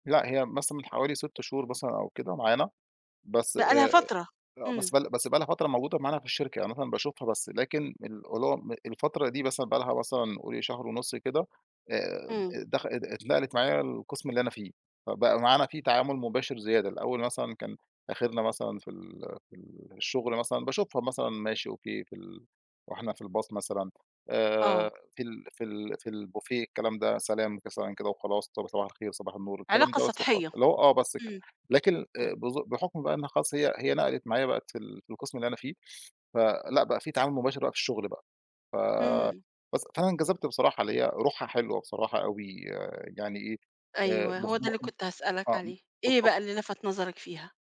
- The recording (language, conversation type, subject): Arabic, advice, إزاي بتتعامل مع إحساس الذنب بعد ما خنت شريكك أو أذيته؟
- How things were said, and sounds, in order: tapping; unintelligible speech